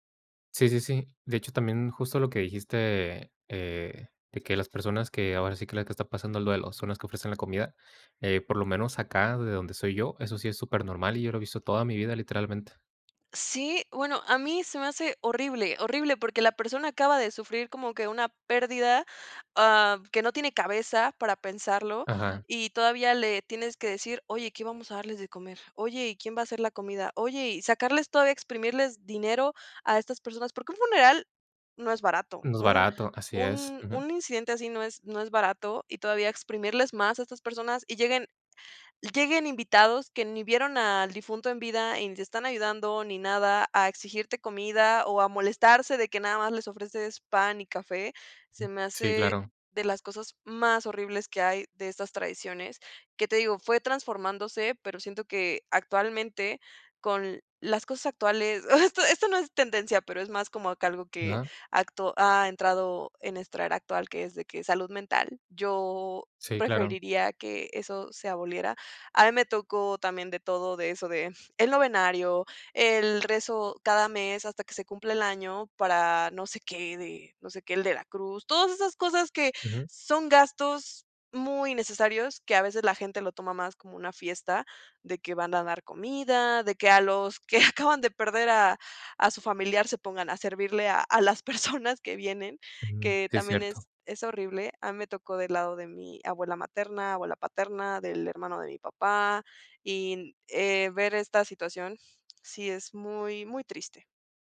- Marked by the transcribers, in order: other noise
- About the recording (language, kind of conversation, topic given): Spanish, podcast, ¿Cómo combinas la tradición cultural con las tendencias actuales?